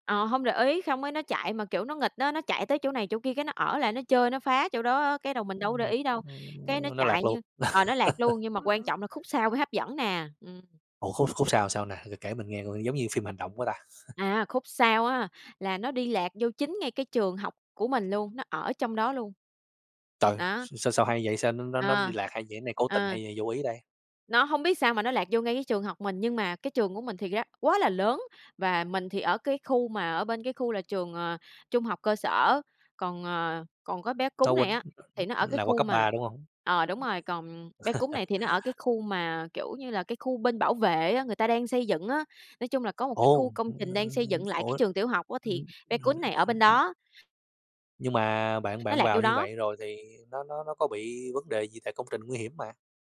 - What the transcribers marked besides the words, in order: "xong" said as "khong"; laugh; other noise; tapping; chuckle; other background noise; laugh; unintelligible speech
- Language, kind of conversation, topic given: Vietnamese, podcast, Bạn có thể chia sẻ một kỷ niệm vui với thú nuôi của bạn không?